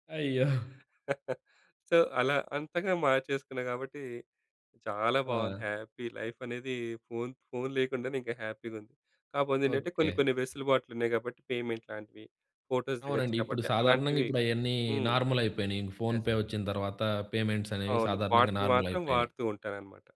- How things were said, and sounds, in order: chuckle; in English: "సో"; in English: "హ్యాపీ"; in English: "హ్యాపీగా"; other background noise; in English: "పేమెంట్"; in English: "ఫోటోస్"; in English: "యెస్"; in English: "ఫోన్‌పే"; in English: "పేమెంట్స్"
- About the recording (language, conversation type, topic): Telugu, podcast, ఒక రోజంతా ఫోన్ లేకుండా గడపడానికి నువ్వు ఎలా ప్రణాళిక వేసుకుంటావు?